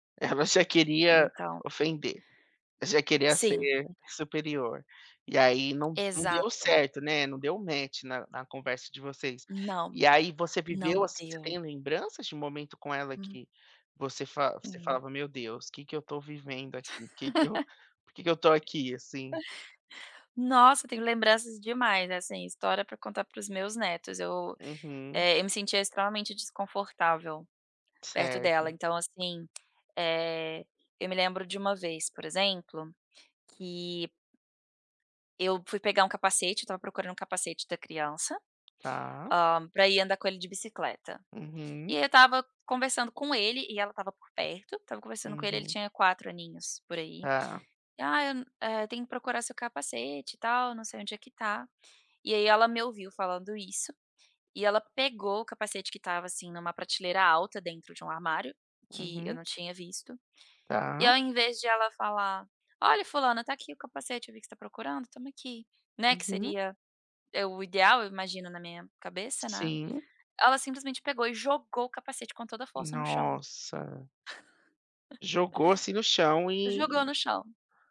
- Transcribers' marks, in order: other noise; tapping; in English: "match"; laugh; chuckle
- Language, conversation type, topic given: Portuguese, podcast, Conta um perrengue que virou história pra contar?